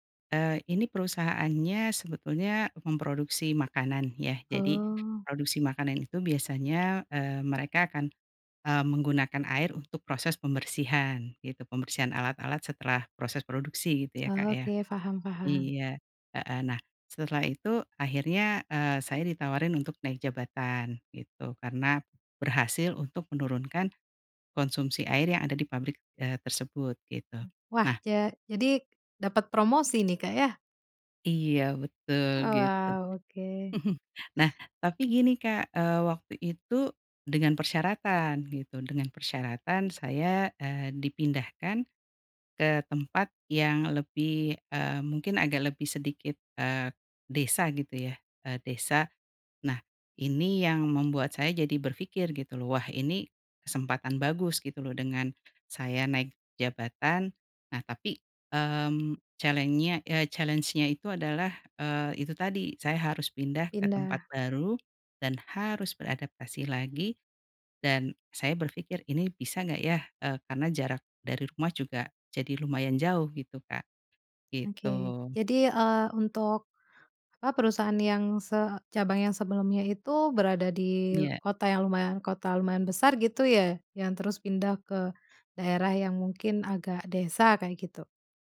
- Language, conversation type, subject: Indonesian, podcast, Apakah kamu pernah mendapat kesempatan karena berada di tempat yang tepat pada waktu yang tepat?
- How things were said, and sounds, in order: chuckle; in English: "challen-nya"; "challenge-nya" said as "challen-nya"; in English: "challenge-nya"; other background noise